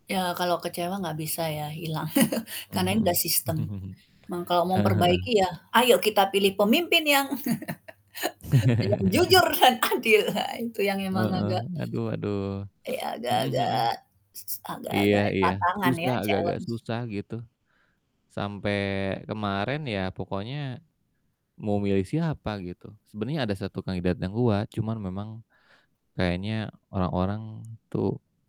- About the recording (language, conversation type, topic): Indonesian, unstructured, Bagaimana perasaanmu saat melihat pejabat hidup mewah dari uang rakyat?
- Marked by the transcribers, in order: static; chuckle; put-on voice: "Ayo, kita pilih pemimpin yang yang jujur dan adil"; chuckle; other noise; in English: "challenge"